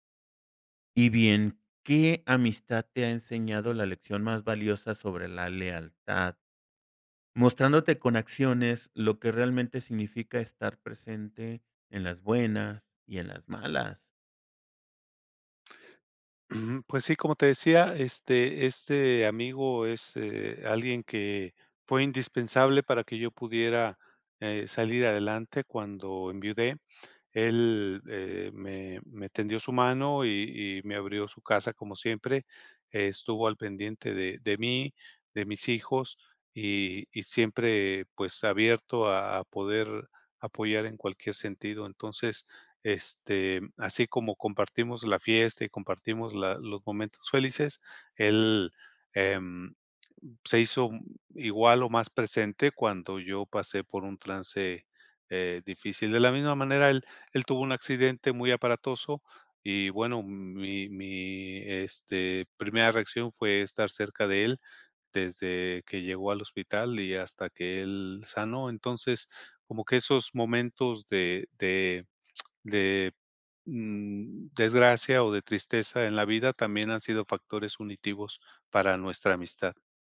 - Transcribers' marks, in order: other noise; lip smack
- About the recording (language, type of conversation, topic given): Spanish, podcast, Cuéntame sobre una amistad que cambió tu vida